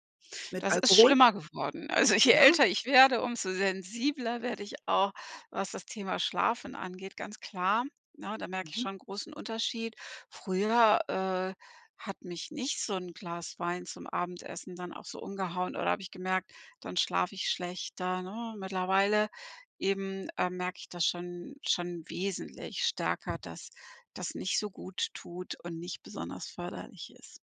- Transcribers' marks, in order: laughing while speaking: "je"; stressed: "wesentlich"
- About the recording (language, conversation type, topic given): German, podcast, Wie wichtig ist Schlaf für deine Regeneration, und warum?